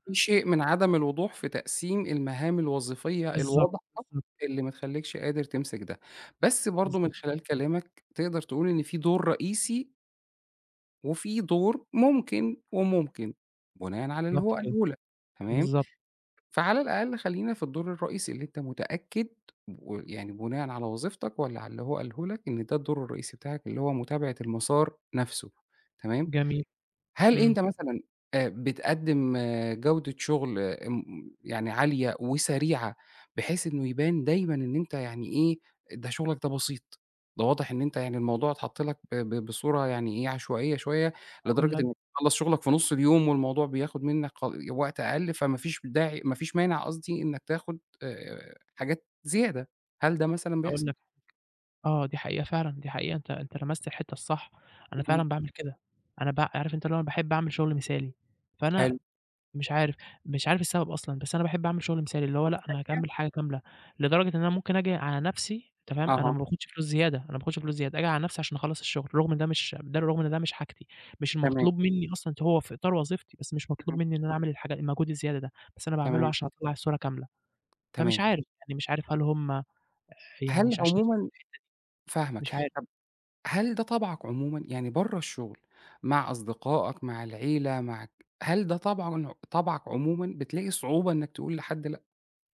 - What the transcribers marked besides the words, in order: unintelligible speech; tapping; unintelligible speech
- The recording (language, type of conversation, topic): Arabic, advice, إزاي أقدر أقول لا لزمايلي من غير ما أحس بالذنب؟